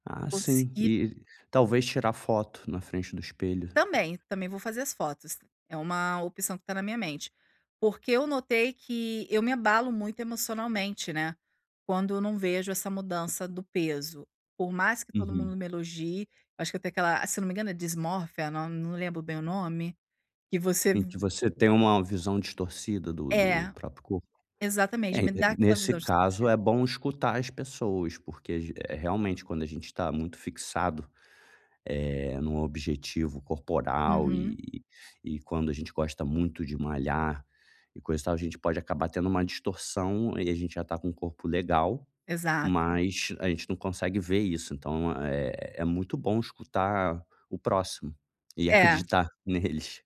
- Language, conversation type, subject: Portuguese, advice, Como posso acompanhar melhor meu progresso e ajustar minhas estratégias?
- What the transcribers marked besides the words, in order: tapping